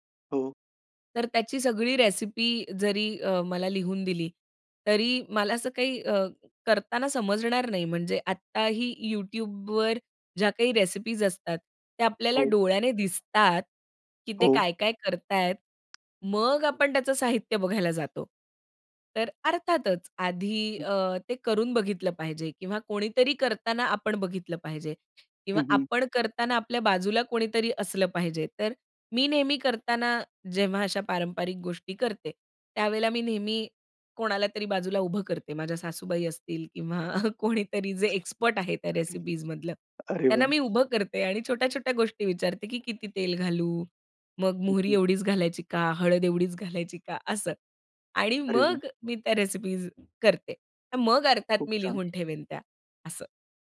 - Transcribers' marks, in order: tapping; other background noise; chuckle; chuckle
- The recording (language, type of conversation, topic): Marathi, podcast, घरच्या जुन्या पाककृती पुढच्या पिढीपर्यंत तुम्ही कशा पद्धतीने पोहोचवता?